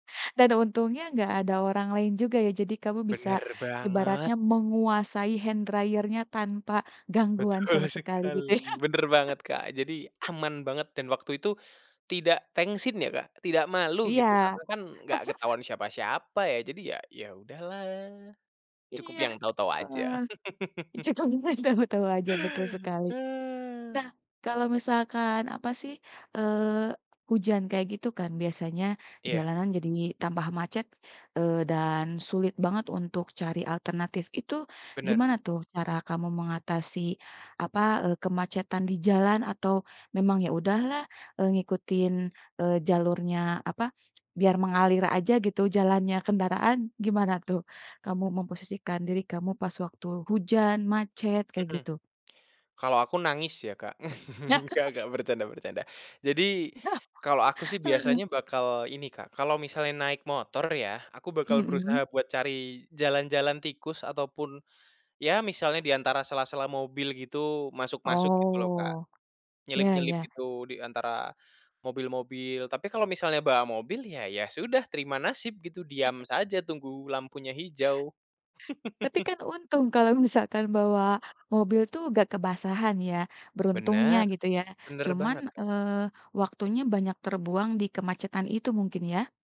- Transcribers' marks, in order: in English: "hand dryer-nya"; laughing while speaking: "Betul"; laughing while speaking: "ya"; chuckle; chuckle; other background noise; unintelligible speech; chuckle; other noise; chuckle; chuckle; drawn out: "Oh"; chuckle; tapping
- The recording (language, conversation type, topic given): Indonesian, podcast, Bagaimana musim hujan mengubah kehidupan sehari-harimu?
- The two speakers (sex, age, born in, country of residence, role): female, 35-39, Indonesia, Indonesia, host; male, 20-24, Indonesia, Indonesia, guest